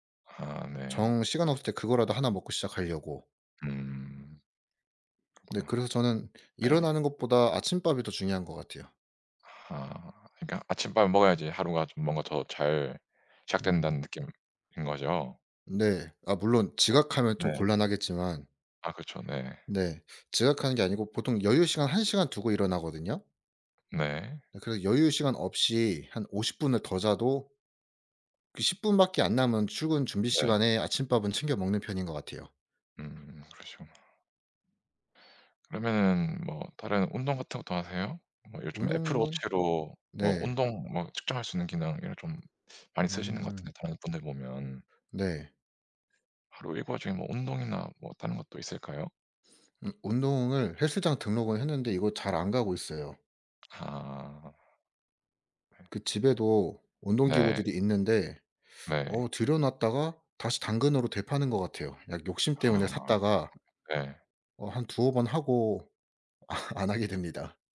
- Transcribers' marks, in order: tapping; other background noise; laughing while speaking: "아"
- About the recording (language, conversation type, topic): Korean, unstructured, 오늘 하루는 보통 어떻게 시작하세요?